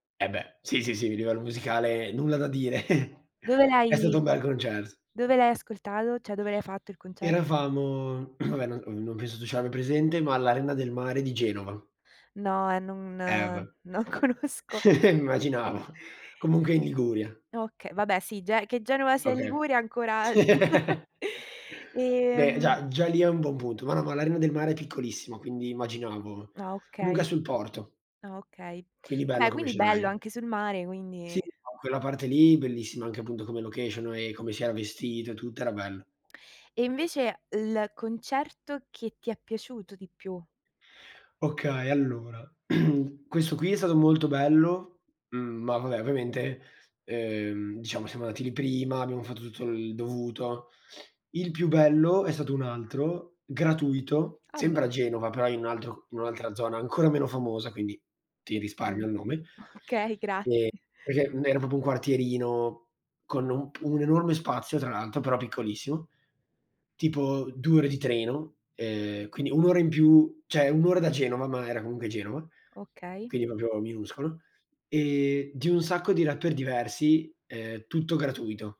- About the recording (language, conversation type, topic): Italian, unstructured, Cosa ti piace di più di un concerto dal vivo?
- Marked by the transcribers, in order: chuckle; tapping; "Cioè" said as "ceh"; other background noise; laughing while speaking: "non conosco"; chuckle; giggle; chuckle; unintelligible speech; in English: "location"; throat clearing; sniff; "cioè" said as "ceh"